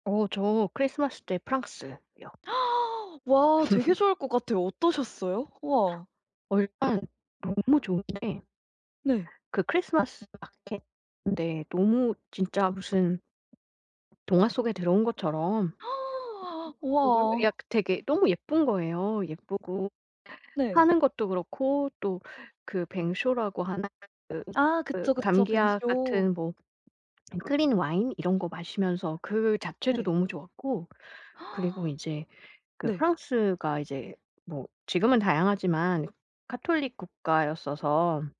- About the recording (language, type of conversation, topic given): Korean, podcast, 외국에서 명절을 보낼 때는 어떻게 보냈나요?
- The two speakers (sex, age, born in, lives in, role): female, 25-29, South Korea, United States, host; female, 45-49, South Korea, France, guest
- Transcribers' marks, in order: gasp; laugh; tapping; unintelligible speech; gasp; lip smack; gasp